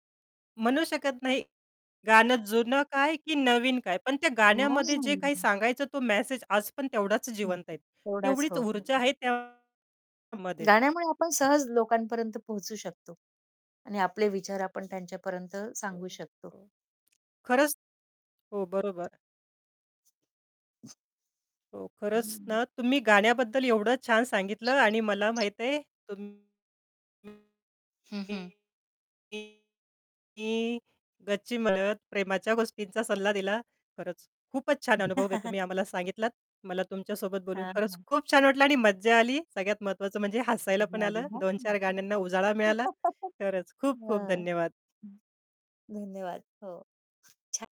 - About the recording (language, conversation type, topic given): Marathi, podcast, तुला एखादं गाणं ऐकताना एखादी खास आठवण परत आठवते का?
- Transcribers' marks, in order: static; mechanical hum; drawn out: "हां"; distorted speech; tapping; other background noise; other noise; unintelligible speech; chuckle; chuckle